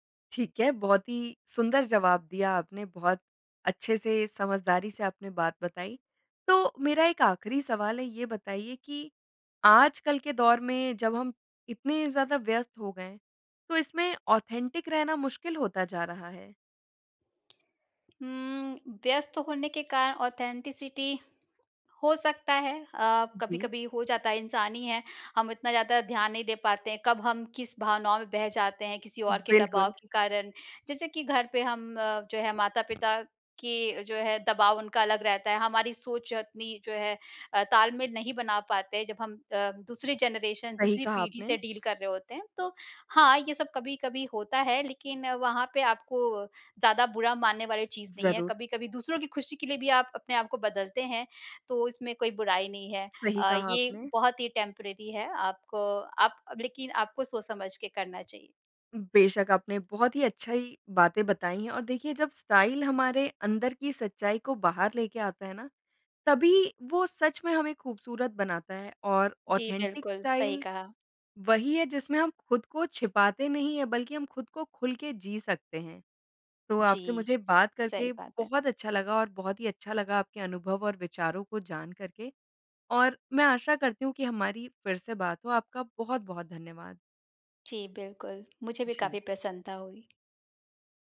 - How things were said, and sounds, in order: in English: "ऑथेन्टिक"; in English: "ऑथेन्टिसिटी"; in English: "जनरेशन"; in English: "डील"; in English: "टेम्परेरी"; in English: "स्टाइल"; in English: "ऑथेन्टिक स्टाइल"; other background noise
- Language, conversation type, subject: Hindi, podcast, आपके लिए ‘असली’ शैली का क्या अर्थ है?